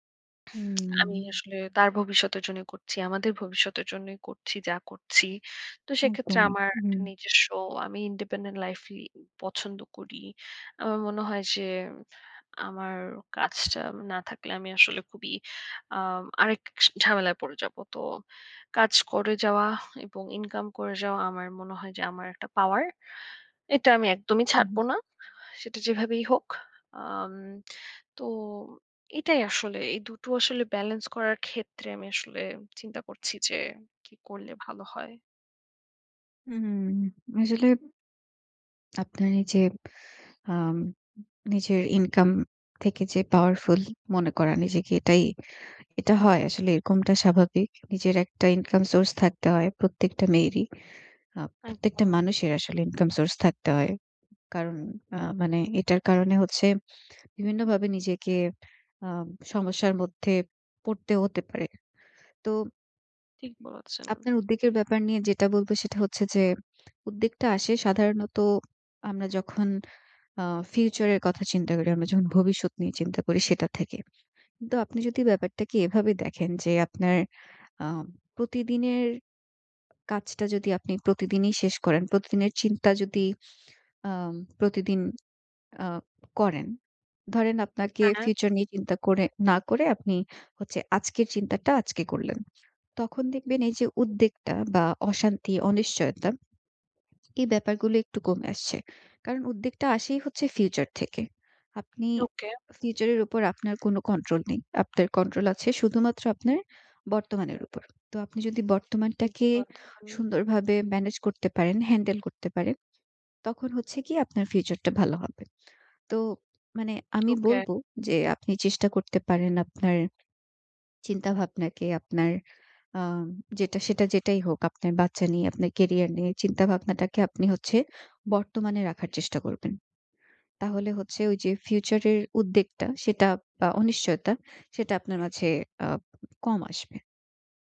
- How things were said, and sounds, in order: drawn out: "হুম"; in English: "independent"; tapping
- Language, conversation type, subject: Bengali, advice, বড় জীবনের পরিবর্তনের সঙ্গে মানিয়ে নিতে আপনার উদ্বেগ ও অনিশ্চয়তা কেমন ছিল?